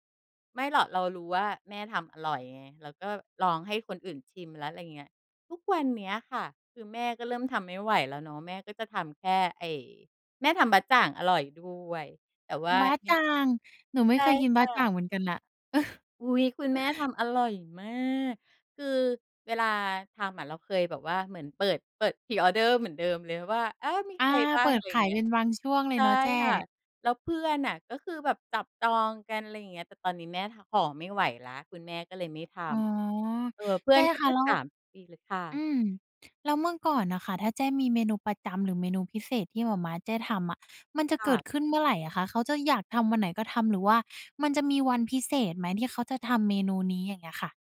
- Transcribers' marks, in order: chuckle; other background noise
- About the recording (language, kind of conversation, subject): Thai, podcast, มื้อเย็นที่บ้านของคุณเป็นแบบไหน?